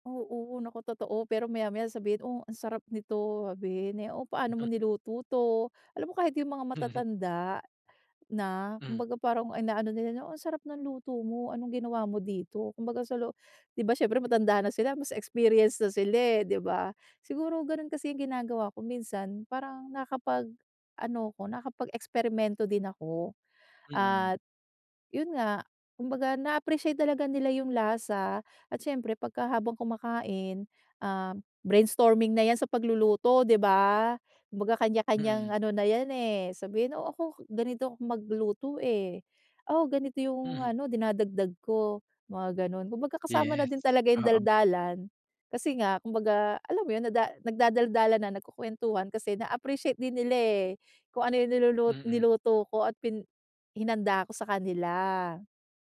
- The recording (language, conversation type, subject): Filipino, podcast, Ano ang ginagawa mo para maging hindi malilimutan ang isang pagkain?
- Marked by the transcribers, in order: none